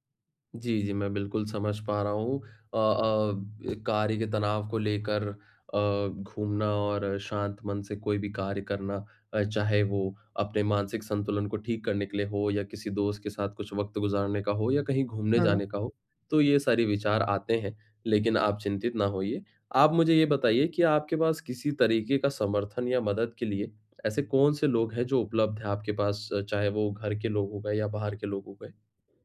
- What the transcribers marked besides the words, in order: tapping
- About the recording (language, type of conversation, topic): Hindi, advice, असफलता के डर को कैसे पार किया जा सकता है?